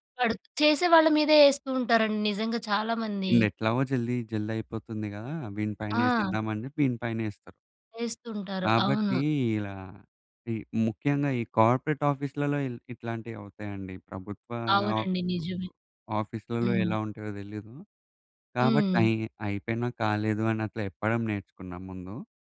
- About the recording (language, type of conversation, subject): Telugu, podcast, పని వల్ల కుటుంబానికి సమయం ఇవ్వడం ఎలా సమతుల్యం చేసుకుంటారు?
- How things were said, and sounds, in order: in Hindi: "జల్ది జల్ది"; in English: "కార్పొరేట్"